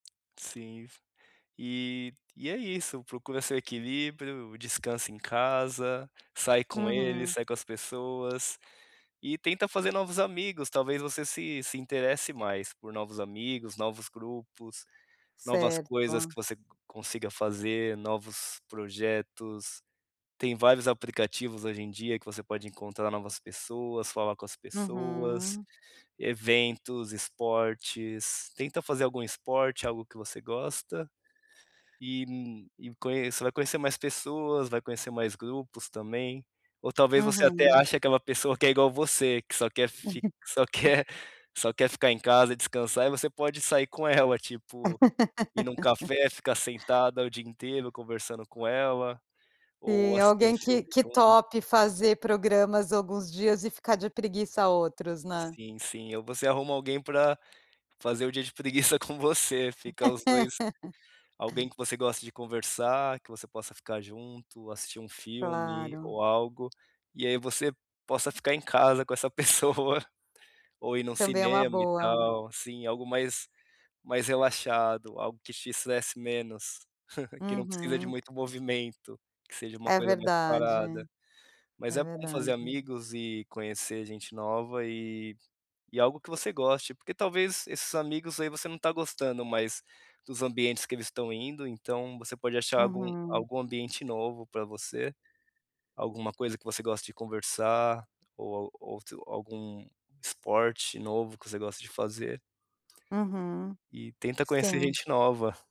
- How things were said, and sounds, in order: tapping; laugh; laugh; laughing while speaking: "preguiça com você"; laugh; laughing while speaking: "essa pessoa"; chuckle
- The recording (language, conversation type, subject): Portuguese, advice, Por que me sinto esgotado(a) depois de ficar com outras pessoas e preciso de um tempo sozinho(a)?